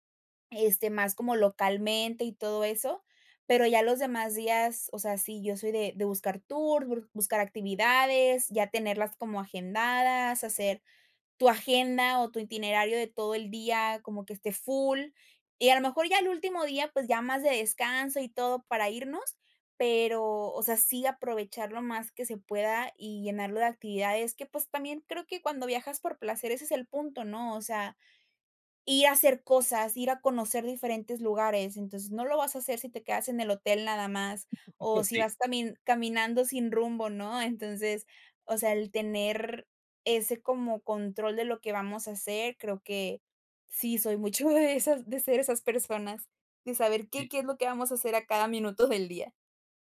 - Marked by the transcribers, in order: giggle; laughing while speaking: "de esas, de ser esas"
- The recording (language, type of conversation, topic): Spanish, podcast, ¿Qué te fascina de viajar por placer?